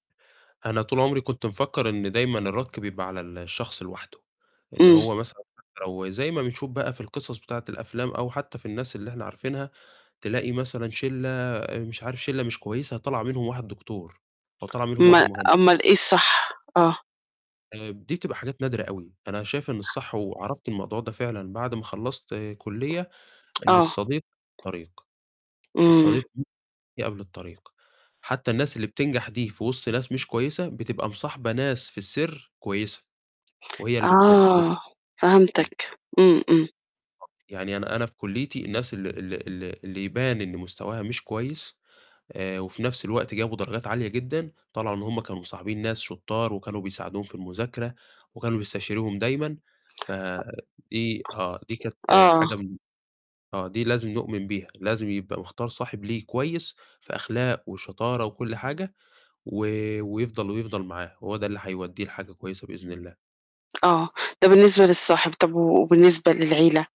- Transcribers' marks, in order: tapping; other background noise; unintelligible speech; unintelligible speech; distorted speech
- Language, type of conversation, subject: Arabic, podcast, إيه دور الصحبة والعيلة في تطوّرك؟